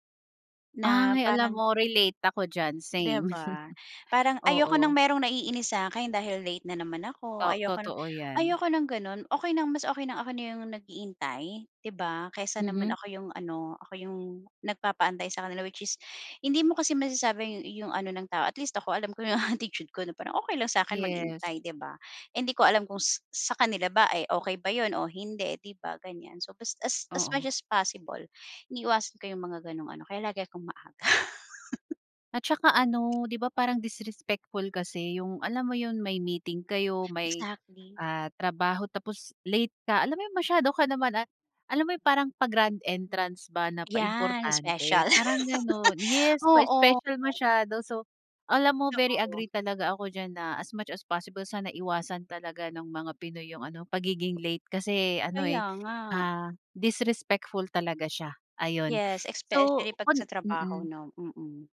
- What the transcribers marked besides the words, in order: chuckle; other background noise; tapping; laughing while speaking: "'yong"; laughing while speaking: "maaga"; laugh
- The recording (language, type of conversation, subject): Filipino, podcast, Ano ang ginagawa mo kapag nagkakaroon ng aberya sa nakasanayan mong iskedyul?